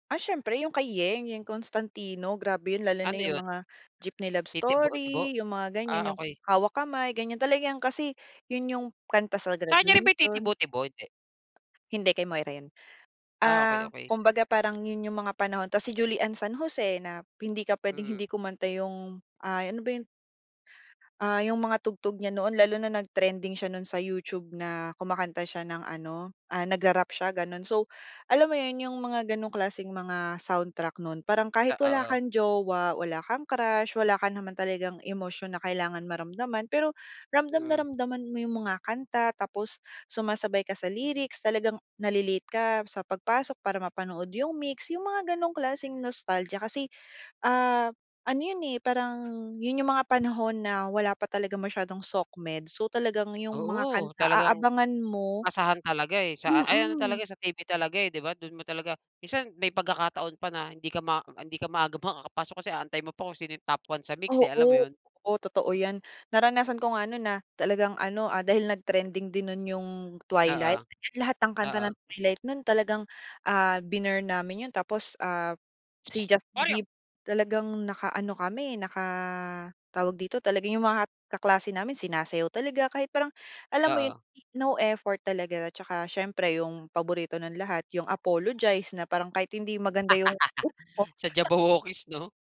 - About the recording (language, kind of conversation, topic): Filipino, podcast, Anong kanta ang maituturing mong soundtrack ng kabataan mo?
- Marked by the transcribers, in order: "ramdam" said as "ramdaman"; laugh; chuckle